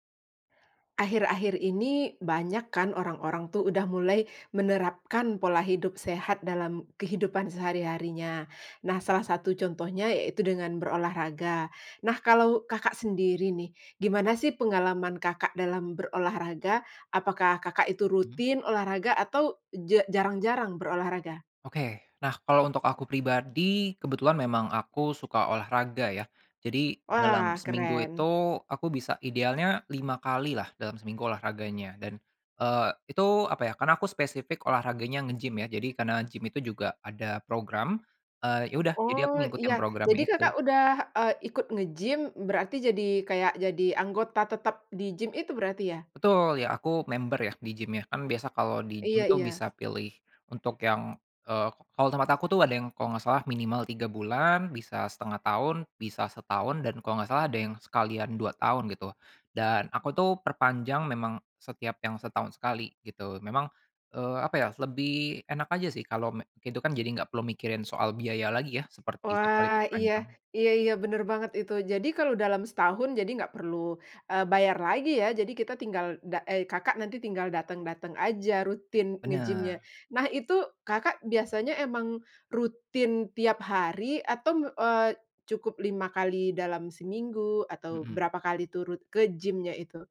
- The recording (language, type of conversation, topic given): Indonesian, podcast, Bagaimana pengalamanmu membentuk kebiasaan olahraga rutin?
- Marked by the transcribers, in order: tapping